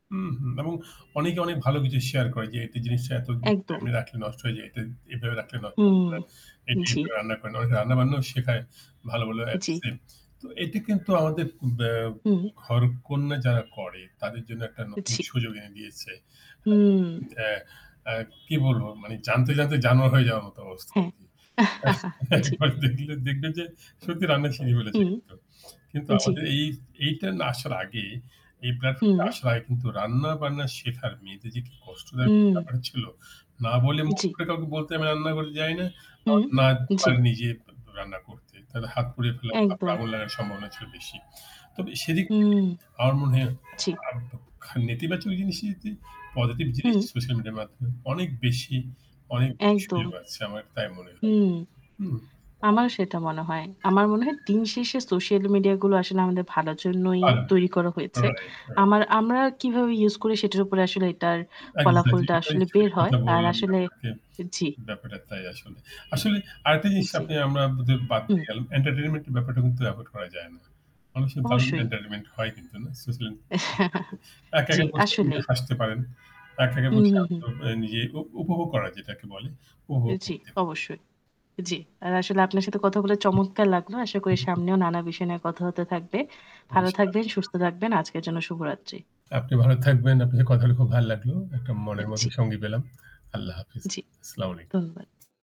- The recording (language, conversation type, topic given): Bengali, unstructured, সামাজিক যোগাযোগমাধ্যম কি আপনার জীবনে প্রভাব ফেলেছে?
- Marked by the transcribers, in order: static; horn; distorted speech; tapping; "জি" said as "ছি"; chuckle; in English: "platform"; other street noise; other background noise; "সোশ্যাল" said as "সোশিয়াল"; unintelligible speech; unintelligible speech; in English: "avoid"; chuckle; unintelligible speech